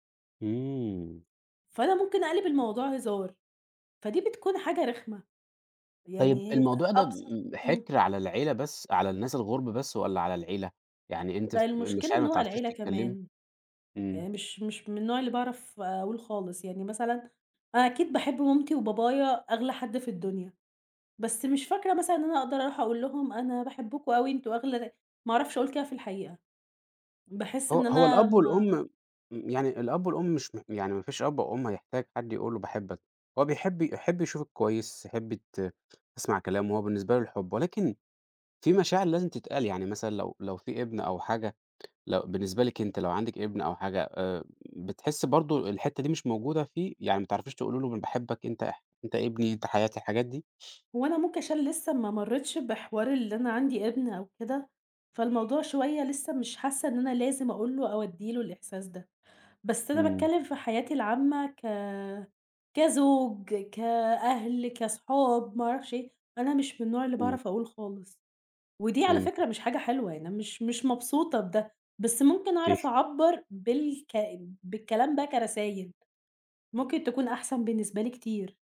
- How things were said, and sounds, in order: tapping; tsk; horn; laughing while speaking: "اوكي"
- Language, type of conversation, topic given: Arabic, podcast, إزاي بتحوّل مشاعرك المعقّدة لحاجة تقدر تعبّر بيها؟